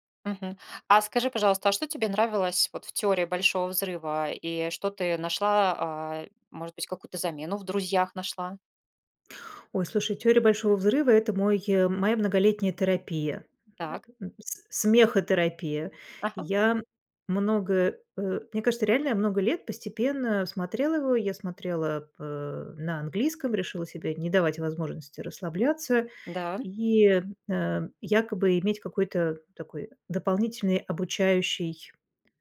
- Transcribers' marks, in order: other background noise; unintelligible speech
- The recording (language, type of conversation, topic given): Russian, podcast, Как соцсети меняют то, что мы смотрим и слушаем?